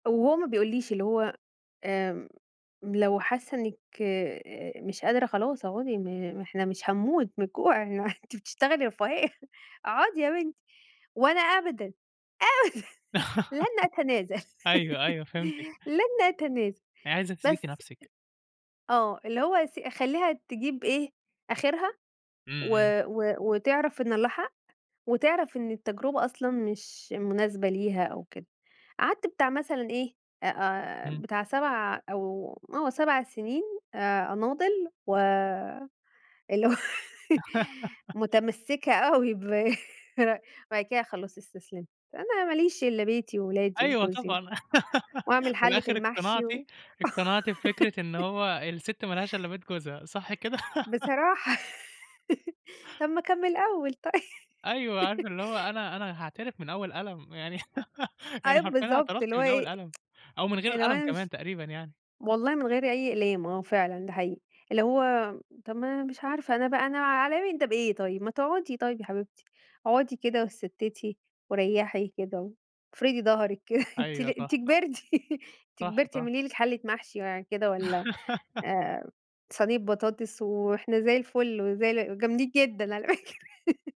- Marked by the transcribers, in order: laugh; laugh; laugh; laughing while speaking: "اللي هو"; laugh; laughing while speaking: "أوي برأيي"; laugh; laugh; laugh; laugh; tsk; laugh; laugh; laughing while speaking: "على فكرة"; laugh
- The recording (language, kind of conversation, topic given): Arabic, podcast, هل قابلت قبل كده حد غيّر نظرتك للحياة؟
- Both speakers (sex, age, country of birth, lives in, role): female, 35-39, Egypt, Egypt, guest; male, 20-24, Egypt, Egypt, host